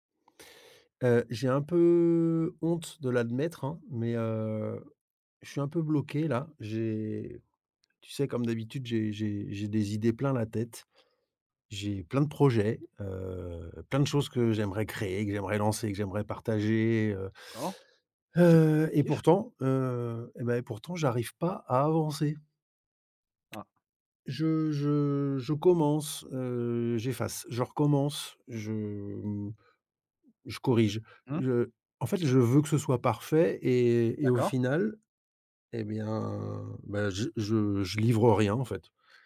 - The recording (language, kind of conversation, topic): French, advice, Comment mon perfectionnisme m’empêche-t-il d’avancer et de livrer mes projets ?
- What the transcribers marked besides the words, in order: drawn out: "peu"; tapping